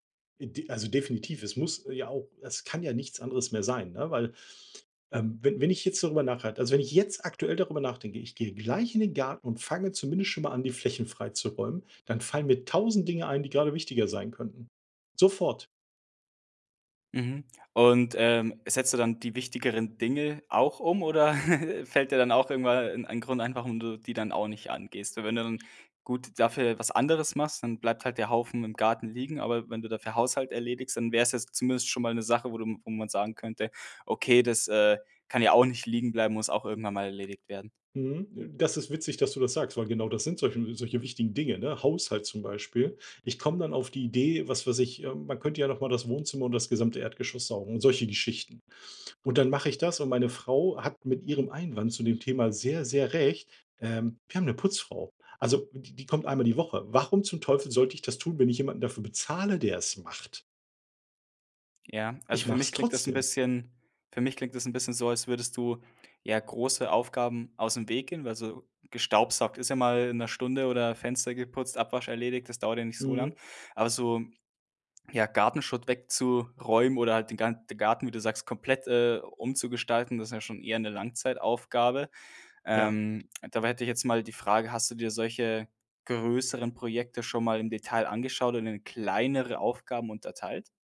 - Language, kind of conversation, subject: German, advice, Warum fällt es dir schwer, langfristige Ziele konsequent zu verfolgen?
- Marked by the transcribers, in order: chuckle; stressed: "größeren"; stressed: "kleinere"